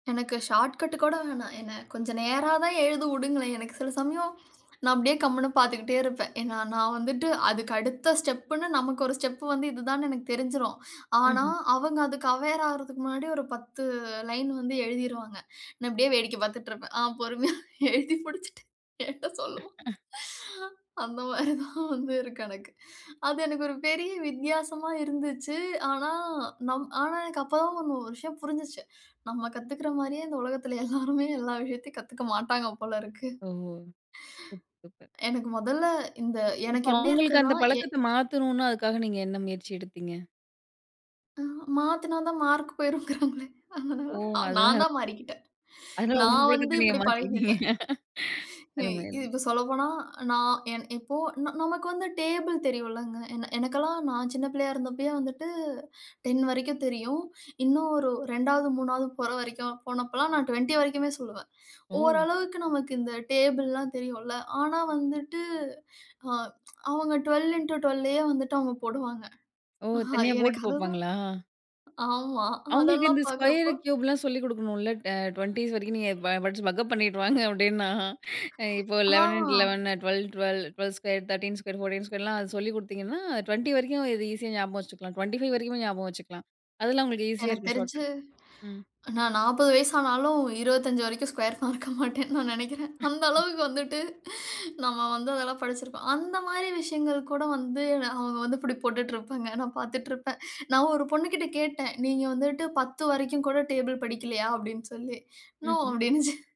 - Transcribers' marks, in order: in English: "ஷார்ட்கட்"; other noise; in English: "ஸ்டெப்புன்னு"; in English: "ஸ்டெப்"; in English: "அவேர்"; chuckle; laughing while speaking: "பொறுமையா எழுதி முடிச்சிட்டு என்கிட்ட சொல்லுவான். அந்த மாதிரி தான் வந்து இருக்கு எனக்கு"; laughing while speaking: "எல்லாருமே எல்லா விஷயத்தையும் கத்துக்க மாட்டாங்க போலருக்கு"; other background noise; laughing while speaking: "மார்க் போய்ரும்ன்கிறாங்களே"; laughing while speaking: "நீங்க மாத்திக்கிட்டீங்க அருமை அருமை"; tsk; in English: "இன்ட்டு"; in English: "ஸ்கொயர் கியூப்லாம்"; laughing while speaking: "பக்கப் பண்ணிட்டு வாங்க அப்படின்னா"; in English: "இன்ட்டு"; in English: "ஸ்கொயர்"; in English: "ஸ்கொயர்லாம்"; in English: "ஷார்ட் கட்ஸ்"; laughing while speaking: "மறக்க மாட்டேன்னு நான் நினைக்குறேன். அந்த அளவுக்கு வந்துட்டு நம்ம வந்து அதெல்லாம் படிச்சிருப்போம்"
- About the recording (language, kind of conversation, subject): Tamil, podcast, ஒரு பழக்கத்தை உருவாக்குவதற்குப் பதிலாக அதை விட்டு விடத் தொடங்குவது எப்படி?